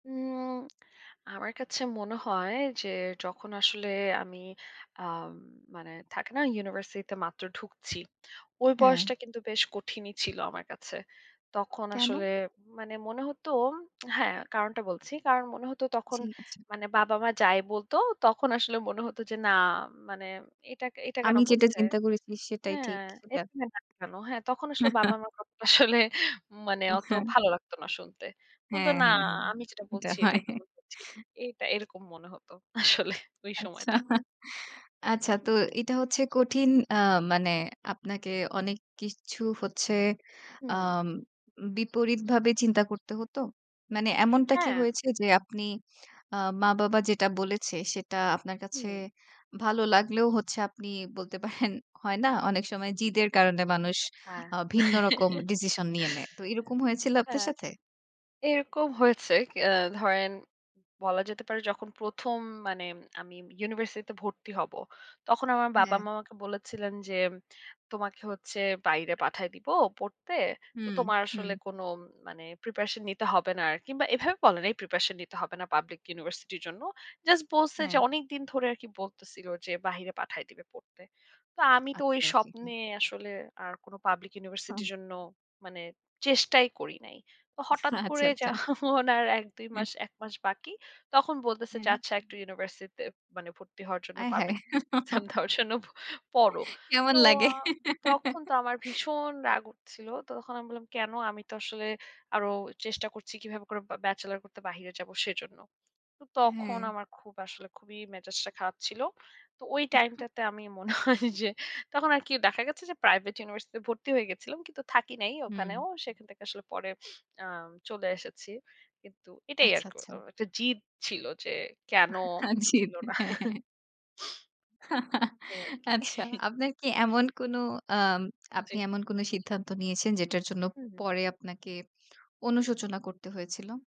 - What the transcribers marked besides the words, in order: unintelligible speech; laughing while speaking: "বাবা আমার কথাটা আসলে"; chuckle; chuckle; laughing while speaking: "আসলে"; chuckle; laughing while speaking: "বলতে পারেন"; chuckle; laughing while speaking: "যখন আর"; laughing while speaking: "আচ্ছা, আচ্ছা"; laughing while speaking: "পাবলিক এক্সাম দেওয়ার জন্য"; surprised: "আয় হায়!"; laugh; laughing while speaking: "কেমন লাগে?"; laugh; other background noise; chuckle; laughing while speaking: "আমি মনে হয় যে"; laughing while speaking: "আজিব! হ্যাঁ, হ্যাঁ"; chuckle; laugh; chuckle
- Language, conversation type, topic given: Bengali, podcast, আপনি যদি নিজের তরুণ বয়সের নিজেকে পরামর্শ দিতে পারতেন, তাহলে কী বলতেন?